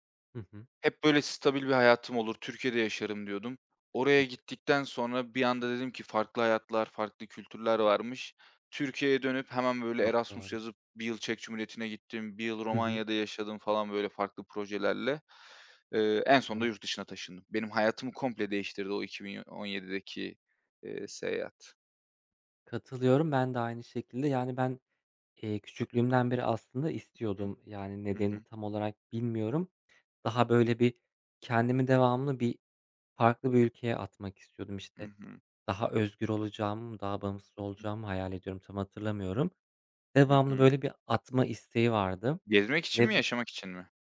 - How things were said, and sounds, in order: unintelligible speech; other background noise
- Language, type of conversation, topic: Turkish, unstructured, Bir hobinin seni en çok mutlu ettiği an ne zamandı?
- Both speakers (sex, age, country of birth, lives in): male, 25-29, Turkey, Bulgaria; male, 25-29, Turkey, Poland